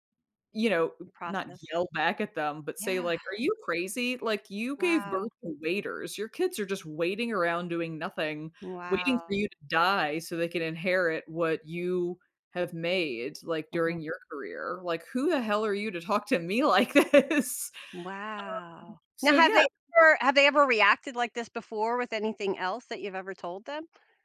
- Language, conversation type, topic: English, advice, How should I share good news with my family?
- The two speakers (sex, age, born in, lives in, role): female, 45-49, United States, United States, user; female, 50-54, United States, United States, advisor
- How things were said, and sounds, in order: tapping; drawn out: "Wow"; laughing while speaking: "this?"; other background noise